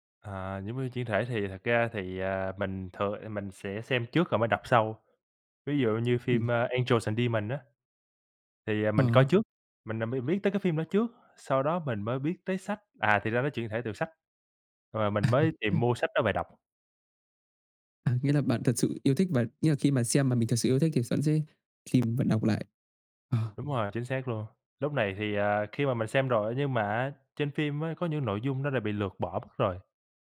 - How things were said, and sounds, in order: other background noise; laugh; tapping; "vẫn" said as "sẫn"
- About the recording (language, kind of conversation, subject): Vietnamese, unstructured, Bạn thường dựa vào những yếu tố nào để chọn xem phim hay đọc sách?